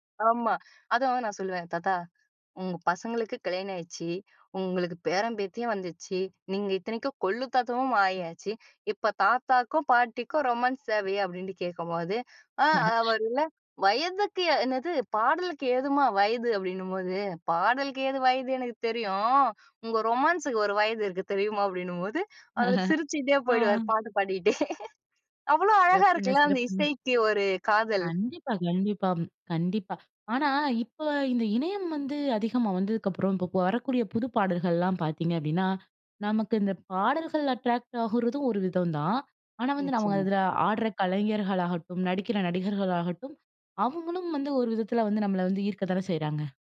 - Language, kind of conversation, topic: Tamil, podcast, இணையம் வந்த பிறகு நீங்கள் இசையைத் தேடும் முறை எப்படி மாறியது?
- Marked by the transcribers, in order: in English: "ரொமான்ஸ்"; chuckle; laugh; laughing while speaking: "பாடிட்டே"; in English: "அட்ராக்ட்"